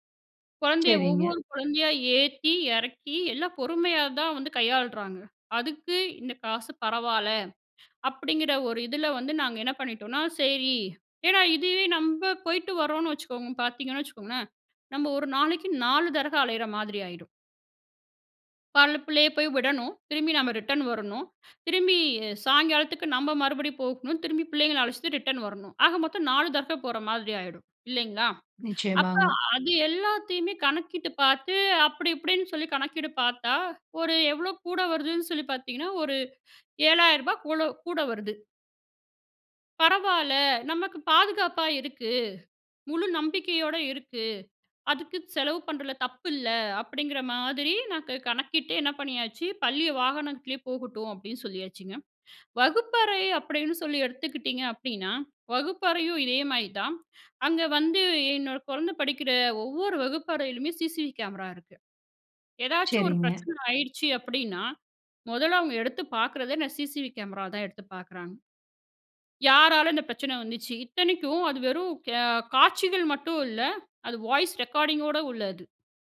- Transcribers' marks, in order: inhale; other background noise; "தடவ" said as "தரக"; "காலையில" said as "பால்ல"; in English: "ரிட்டர்ன்"; inhale; in English: "ரிட்டர்ன்"; "தடவ" said as "தரக"; inhale; inhale; inhale; trusting: "வகுப்பறையும் இதே மாரி தான். அங்க … சிசிவி கேமரா இருக்கு"; inhale; in English: "சிசிவி கேமரா"; in English: "சிசிவி கேமராவ"; in English: "வாய்ஸ் ரெக்கார்டிங்கோட"
- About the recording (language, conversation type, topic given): Tamil, podcast, குழந்தைகளை பள்ளிக்குச் செல்ல நீங்கள் எப்படி தயார் செய்கிறீர்கள்?